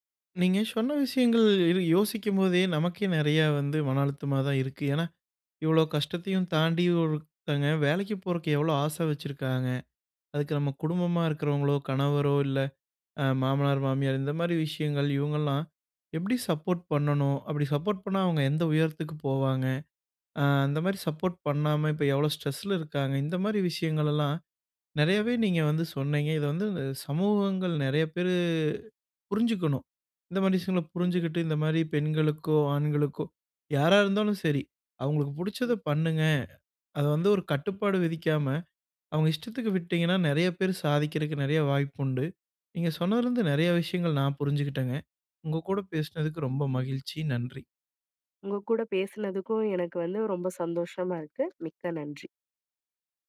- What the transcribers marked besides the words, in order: drawn out: "விஷயங்கள்"; "போறதுக்கு" said as "போறக்கு"; "சொன்னீங்க" said as "சொன்னைங்க"; drawn out: "பேரு"; unintelligible speech; other background noise
- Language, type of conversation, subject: Tamil, podcast, வேலைத் தேர்வு காலத்தில் குடும்பத்தின் அழுத்தத்தை நீங்கள் எப்படி சமாளிப்பீர்கள்?
- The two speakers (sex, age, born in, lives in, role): female, 35-39, India, India, guest; male, 25-29, India, India, host